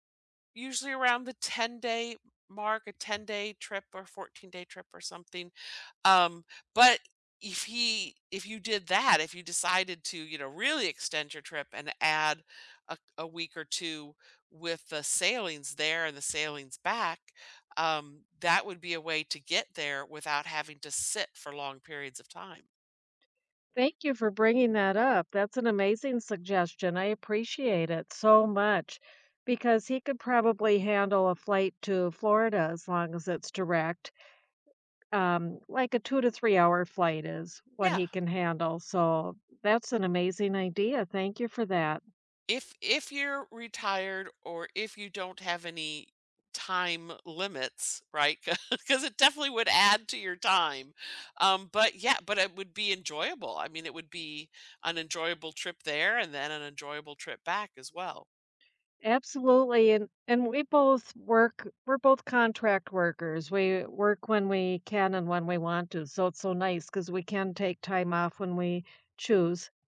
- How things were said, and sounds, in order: tapping; laughing while speaking: "'Cau"
- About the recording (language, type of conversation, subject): English, unstructured, What dreams do you hope to achieve in the next five years?